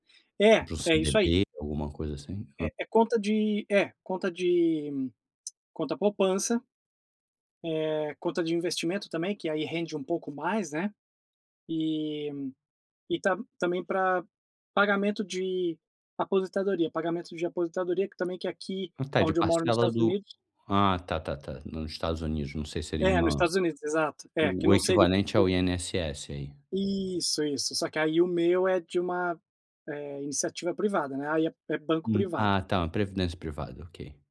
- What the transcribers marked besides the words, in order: tapping; unintelligible speech
- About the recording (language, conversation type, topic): Portuguese, advice, Como posso economizar sem me sentir estressado todos os meses?